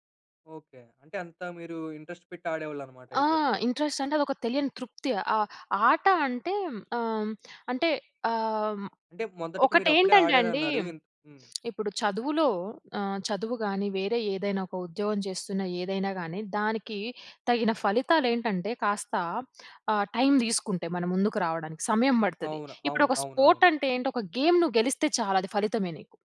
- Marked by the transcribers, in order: in English: "ఇంట్రెస్ట్"; in English: "ఇంట్రెస్ట్"; lip smack; in English: "స్పోర్ట్"; in English: "గేమ్"
- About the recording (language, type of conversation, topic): Telugu, podcast, చిన్నప్పుడే మీకు ఇష్టమైన ఆట ఏది, ఎందుకు?